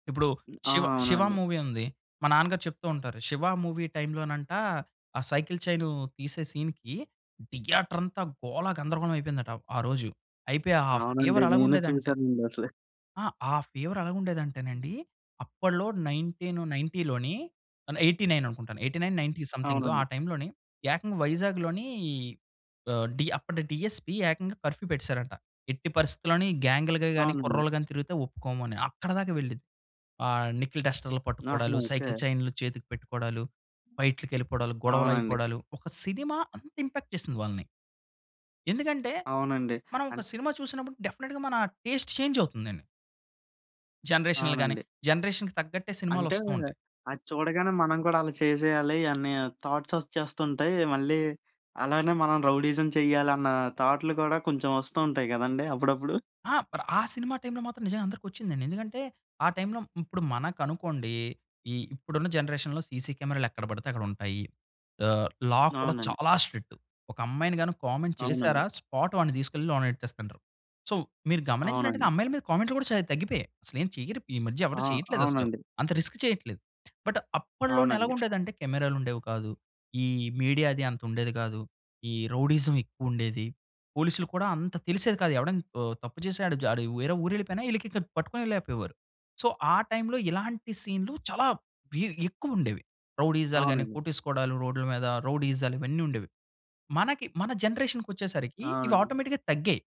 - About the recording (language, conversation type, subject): Telugu, podcast, మాధ్యమాల్లో కనిపించే కథలు మన అభిరుచులు, ఇష్టాలను ఎలా మార్చుతాయి?
- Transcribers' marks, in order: other background noise; in English: "మూవీ"; in English: "మూవీ"; in English: "సీన్‌కి, థియేటర్"; in English: "ఫీవర్"; in English: "ఫీవర్"; tapping; in English: "నైన్టీన్ నైన్టీ"; in English: "ఎయి‌టీ నైన్"; in English: "ఎయిటీ నైన్ నైన్టీ సమ్‌థింగ్"; in English: "కర్ఫ్యూ"; in English: "ఇంపాక్ట్"; in English: "డెఫినిట్‌గా"; in English: "టేస్ట్ చేంజ్"; in English: "జనరేషన్‌కి"; in English: "థాట్స్"; in English: "జనరేషన్‌లో"; in English: "లా"; stressed: "చాలా"; in English: "స్ట్రిక్ట్"; in English: "కామెంట్"; in English: "స్పాట్"; in English: "సో"; in English: "రిస్క్"; in English: "బట్"; in English: "సో"; stressed: "చాలా"; in English: "జనరేషన్‌కొచ్చేసరికి"